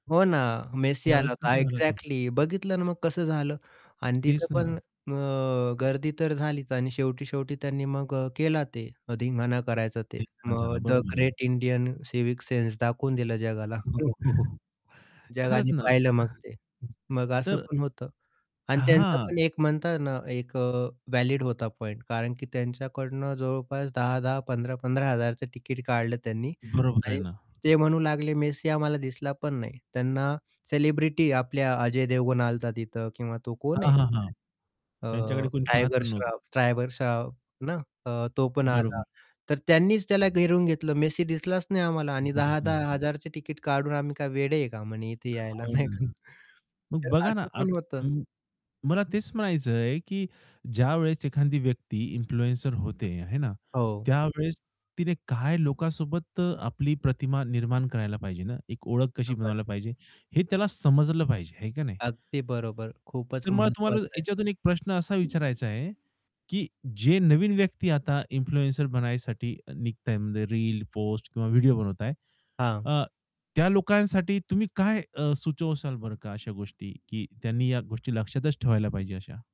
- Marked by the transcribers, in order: static; distorted speech; in English: "एक्झॅक्टली"; other background noise; unintelligible speech; in English: "द ग्रेट इंडियन सिव्हिक सेन्स"; unintelligible speech; chuckle; tapping; chuckle; chuckle; in English: "इन्फ्लुएन्सर"; unintelligible speech; in English: "इन्फ्लुएन्सर"
- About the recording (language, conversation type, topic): Marathi, podcast, सोशल मिडियावर तुम्ही तुमची ओळख कशी तयार करता?